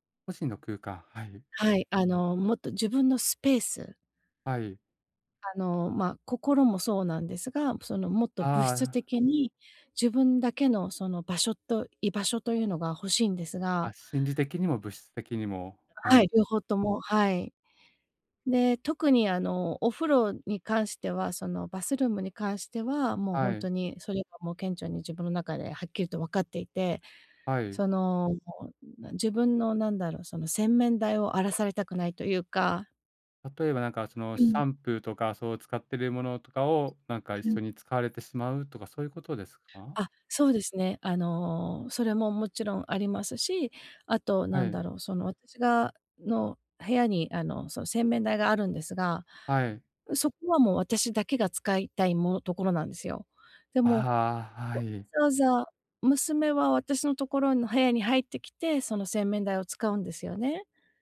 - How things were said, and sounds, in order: none
- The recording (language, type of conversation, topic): Japanese, advice, 家族に自分の希望や限界を無理なく伝え、理解してもらうにはどうすればいいですか？